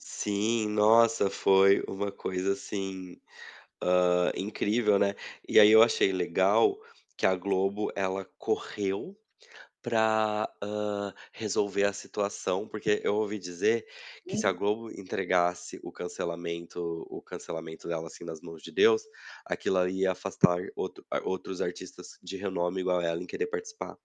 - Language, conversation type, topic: Portuguese, unstructured, Qual é o impacto dos programas de realidade na cultura popular?
- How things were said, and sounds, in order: tapping